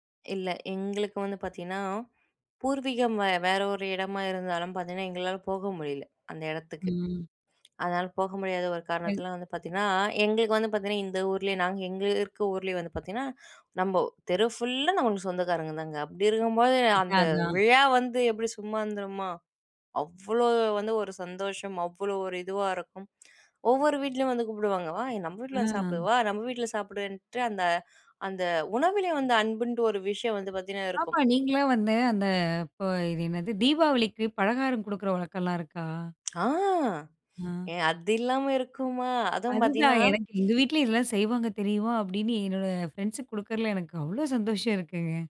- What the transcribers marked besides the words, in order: other background noise; unintelligible speech; drawn out: "ஆ"; other noise; drawn out: "ஆ"
- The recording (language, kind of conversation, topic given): Tamil, podcast, பண்டிகைகள் அன்பை வெளிப்படுத்த உதவுகிறதா?